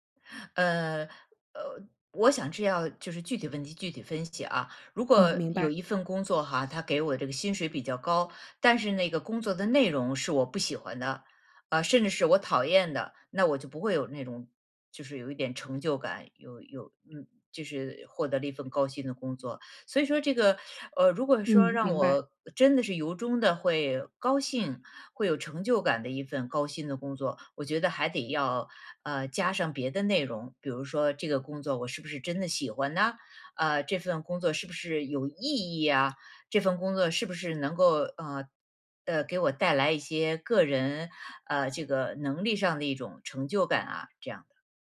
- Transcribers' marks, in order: tapping; other background noise
- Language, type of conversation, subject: Chinese, podcast, 你觉得成功一定要高薪吗？